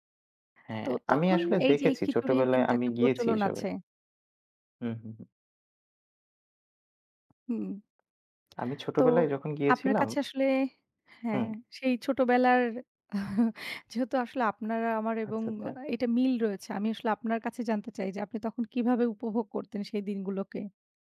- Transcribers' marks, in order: other background noise; lip smack; chuckle
- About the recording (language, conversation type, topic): Bengali, unstructured, কোন খাবার আপনাকে সব সময় কোনো বিশেষ স্মৃতির কথা মনে করিয়ে দেয়?